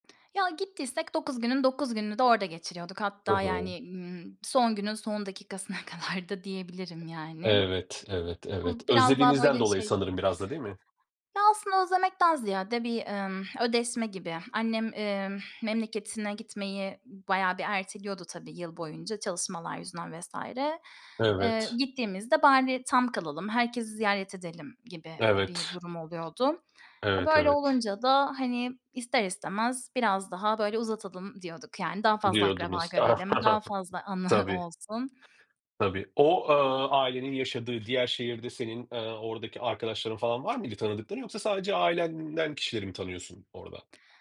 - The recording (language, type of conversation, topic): Turkish, podcast, Bayramlar ve kutlamalar senin için ne ifade ediyor?
- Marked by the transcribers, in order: other background noise; laughing while speaking: "kadar"; tapping; chuckle; laughing while speaking: "anı"